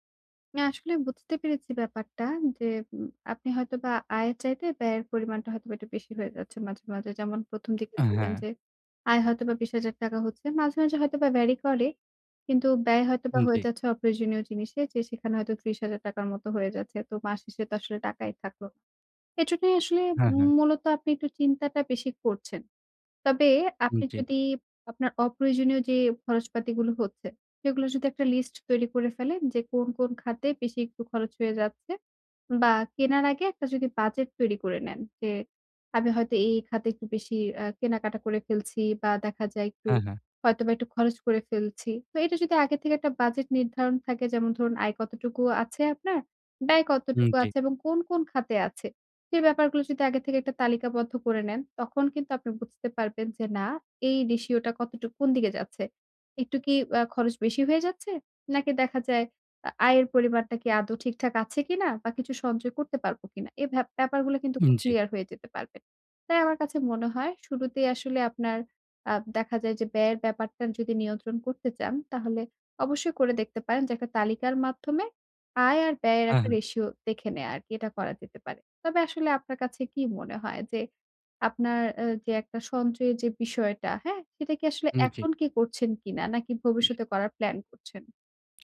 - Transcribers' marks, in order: in English: "ভ্যারি"; in English: "রেশিও"; in English: "রেশিও"; throat clearing
- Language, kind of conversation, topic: Bengali, advice, ব্যয় বাড়তে থাকলে আমি কীভাবে সেটি নিয়ন্ত্রণ করতে পারি?